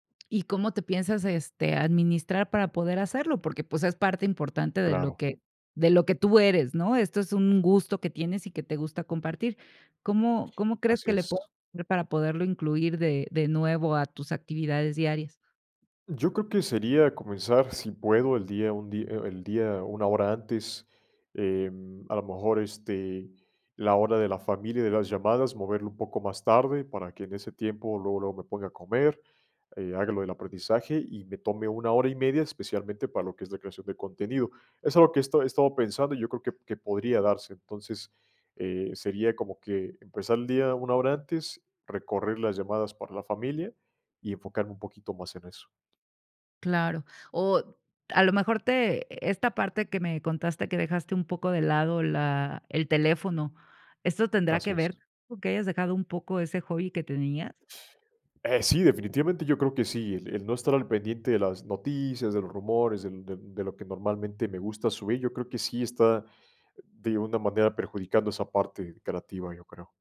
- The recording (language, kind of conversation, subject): Spanish, podcast, ¿Cómo combinas el trabajo, la familia y el aprendizaje personal?
- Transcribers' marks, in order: other background noise; unintelligible speech